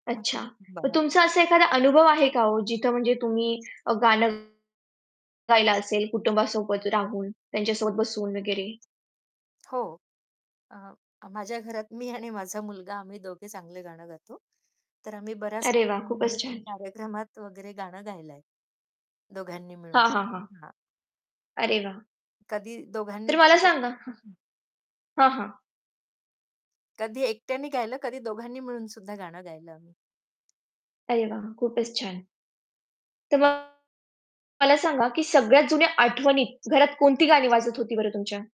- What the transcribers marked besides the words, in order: unintelligible speech; static; distorted speech; unintelligible speech; other background noise; tapping
- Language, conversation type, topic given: Marathi, podcast, कुटुंबातील गायन‑संगीताच्या वातावरणामुळे तुझी संगीताची आवड कशी घडली?